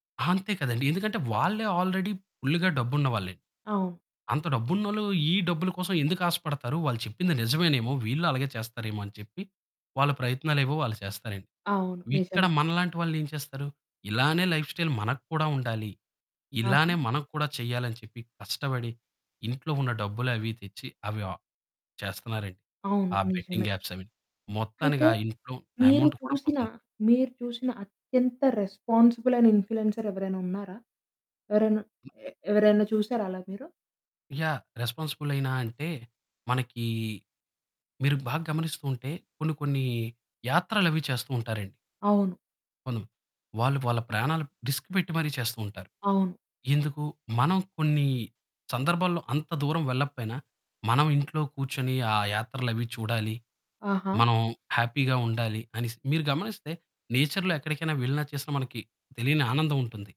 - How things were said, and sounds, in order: in English: "ఆల్రెడీ ఫుల్‌గా"; in English: "లైఫ్‌స్టైల్"; in English: "బెట్టింగ్ ఆప్స్"; in English: "అమౌంట్"; in English: "ఇంప్ల్యూయన్సర్స్"; in English: "యాహ్!"; in English: "రిస్క్"; in English: "హ్యాపీ‌గా"; in English: "నేచర్‌లో"
- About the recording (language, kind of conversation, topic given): Telugu, podcast, ఇన్‌ఫ్లూయెన్సర్లు నిజంగా సామాజిక బాధ్యతను వహిస్తున్నారా?